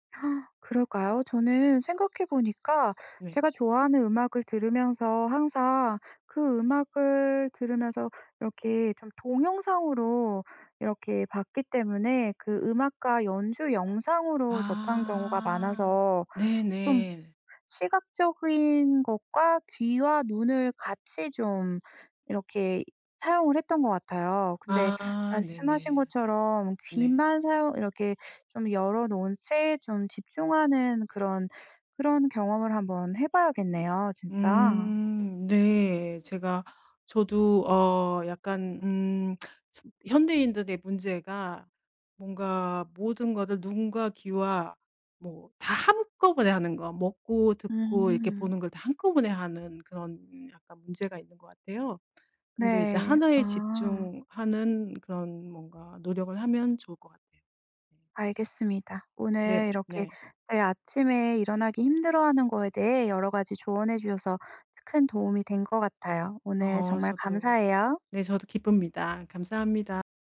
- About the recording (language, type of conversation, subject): Korean, advice, 아침에 일어나기 힘들어 중요한 일정을 자주 놓치는데 어떻게 하면 좋을까요?
- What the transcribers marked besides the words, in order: gasp; other background noise